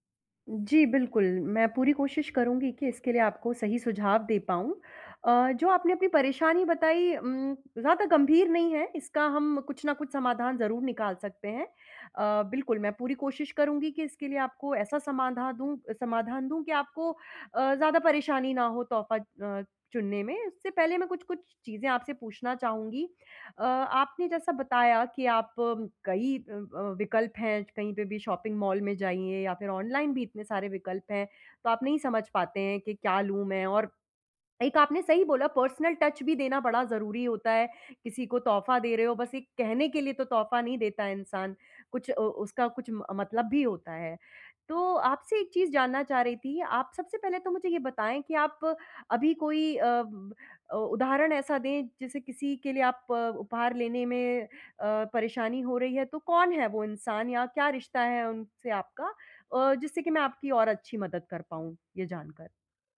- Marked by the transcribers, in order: in English: "शॉपिंग मॉल"; in English: "पर्सनल टच"
- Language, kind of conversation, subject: Hindi, advice, उपहार के लिए सही विचार कैसे चुनें?